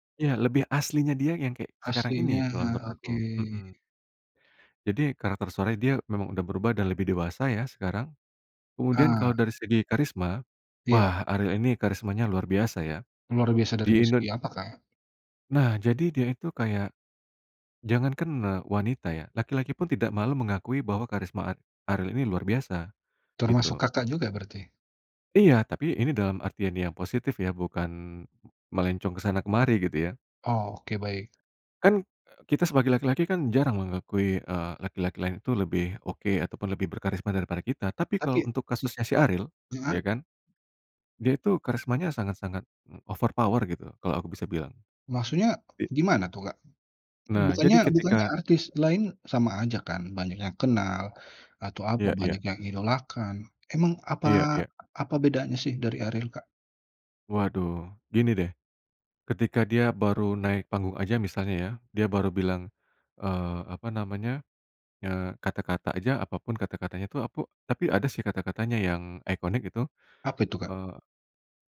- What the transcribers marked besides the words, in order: in English: "overpower"
- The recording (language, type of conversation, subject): Indonesian, podcast, Siapa musisi lokal favoritmu?